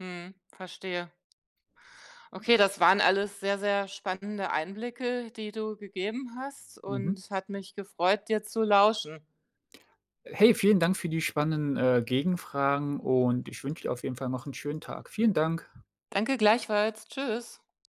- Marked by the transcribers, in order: other background noise; tapping
- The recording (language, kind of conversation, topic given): German, podcast, Wie können Städte grüner und kühler werden?